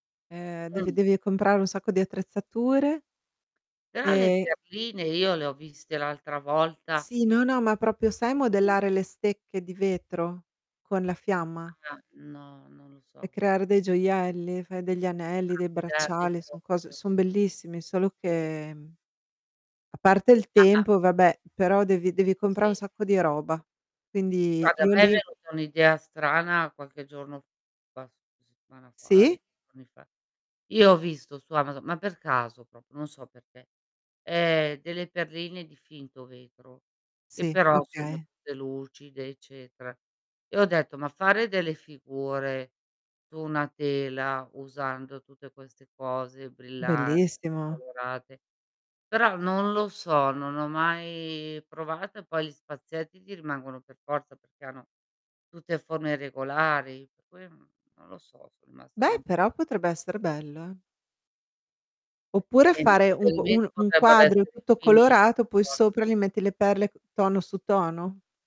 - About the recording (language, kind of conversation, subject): Italian, unstructured, Hai mai smesso di praticare un hobby perché ti annoiavi?
- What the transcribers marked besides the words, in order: static; distorted speech; tapping; "proprio" said as "propio"; other background noise; unintelligible speech; "proprio" said as "propio"